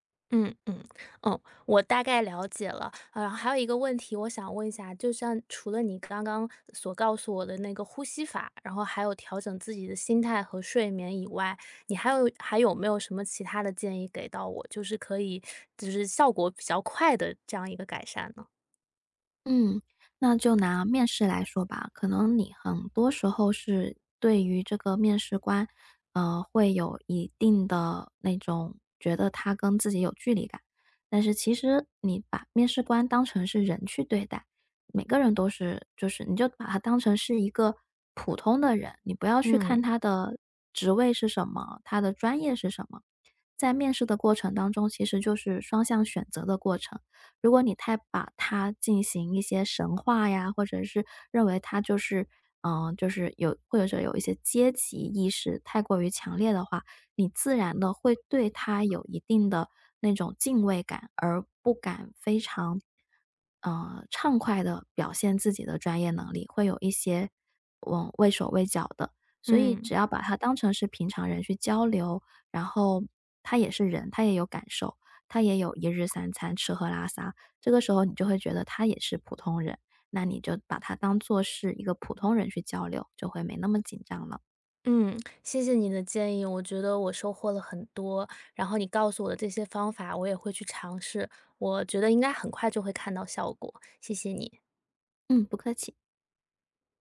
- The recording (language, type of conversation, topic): Chinese, advice, 面试或考试前我为什么会极度紧张？
- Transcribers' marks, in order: none